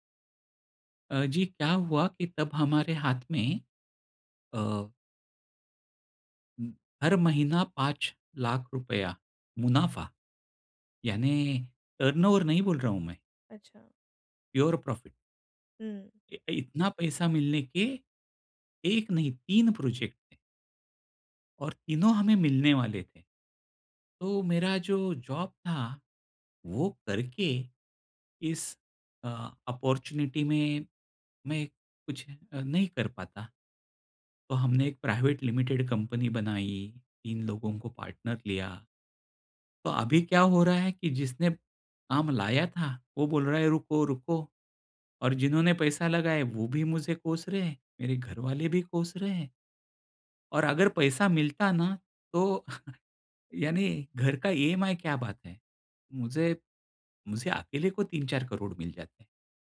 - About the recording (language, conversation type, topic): Hindi, advice, आप आत्म-आलोचना छोड़कर खुद के प्रति सहानुभूति कैसे विकसित कर सकते हैं?
- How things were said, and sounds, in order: tapping; in English: "टर्नओवर"; in English: "प्योर प्रॉफिट"; in English: "जॉब"; in English: "ऑपर्च्युनिटी"; in English: "पार्टनर"; laugh